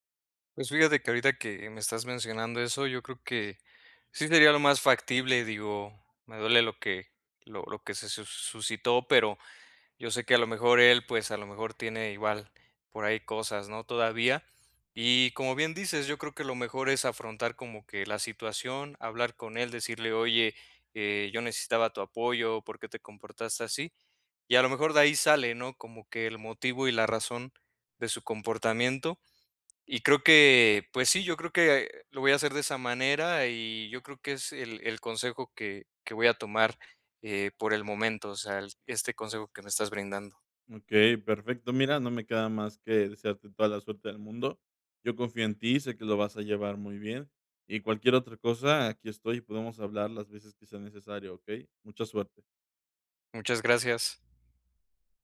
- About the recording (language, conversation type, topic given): Spanish, advice, ¿Cómo puedo cuidar mi bienestar mientras apoyo a un amigo?
- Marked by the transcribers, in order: none